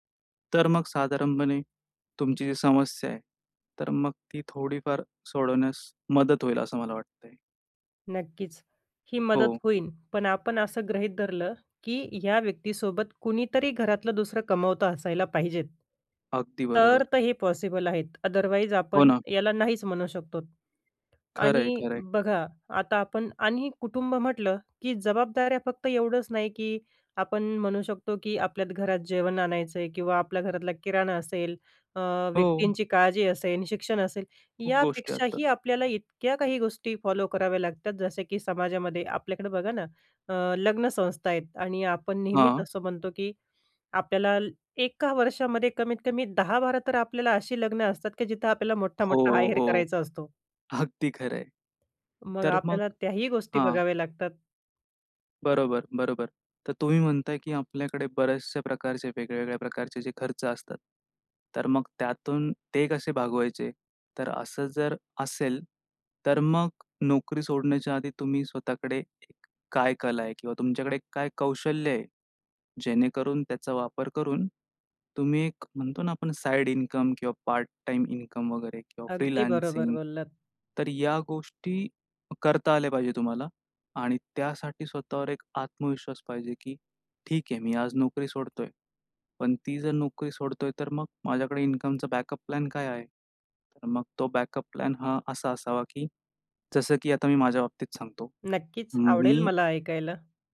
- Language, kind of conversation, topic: Marathi, podcast, नोकरी सोडण्याआधी आर्थिक तयारी कशी करावी?
- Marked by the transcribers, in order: in English: "पॉसिबल"; in English: "आदरवाईज"; in English: "फॉलो"; laughing while speaking: "अगदी खरं आहे"; in English: "फ्रीलान्सिंग"; in English: "बॅकअप"; in English: "बॅकअप"